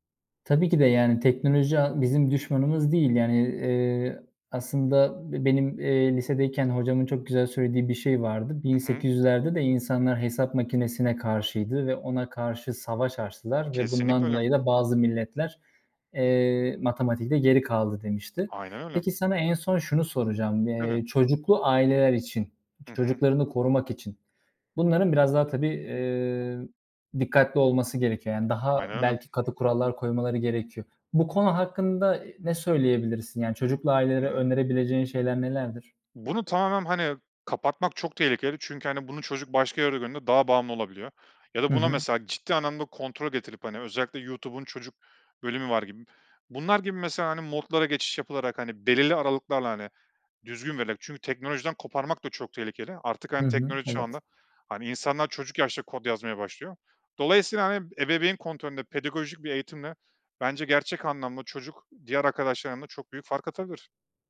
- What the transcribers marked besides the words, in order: none
- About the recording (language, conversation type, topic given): Turkish, podcast, Teknoloji kullanımı dengemizi nasıl bozuyor?